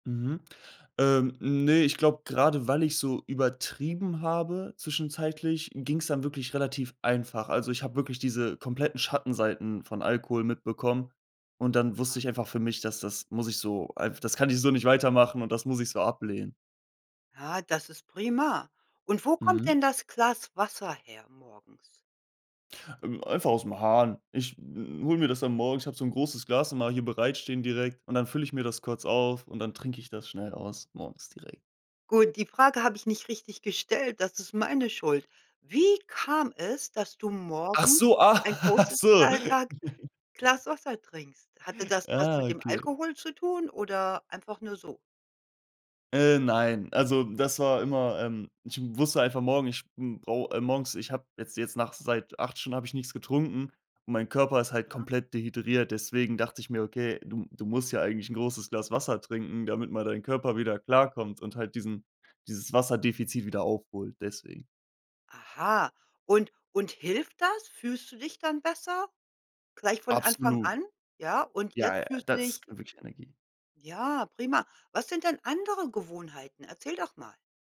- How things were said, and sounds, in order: laughing while speaking: "ach"; unintelligible speech; chuckle; other background noise
- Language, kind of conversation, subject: German, podcast, Wann hast du zuletzt eine Gewohnheit erfolgreich geändert?